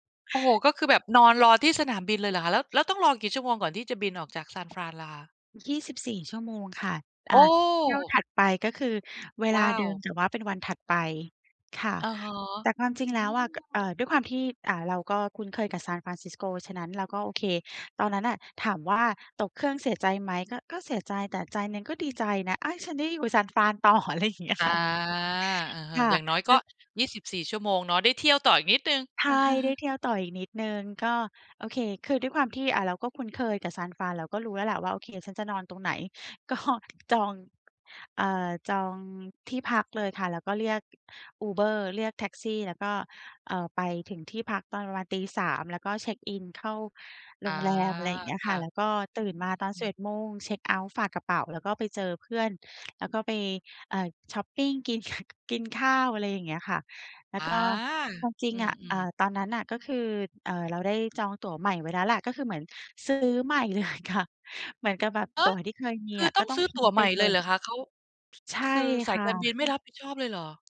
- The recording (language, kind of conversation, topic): Thai, advice, ฉันควรเตรียมตัวอย่างไรเมื่อทริปมีความไม่แน่นอน?
- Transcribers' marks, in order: laughing while speaking: "San Fran ต่อ อะไรอย่างเงี้ยค่ะ"; chuckle; laughing while speaking: "เลยค่ะ"; other background noise